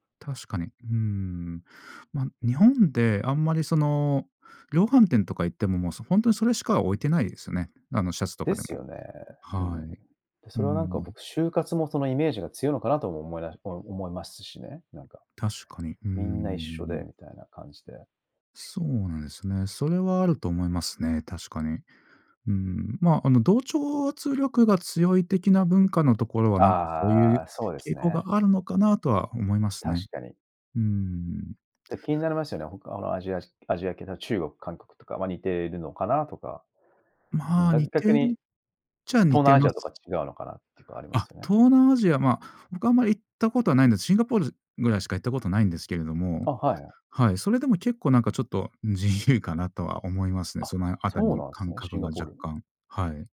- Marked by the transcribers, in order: tapping
- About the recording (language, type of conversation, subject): Japanese, podcast, 文化的背景は服選びに表れると思いますか？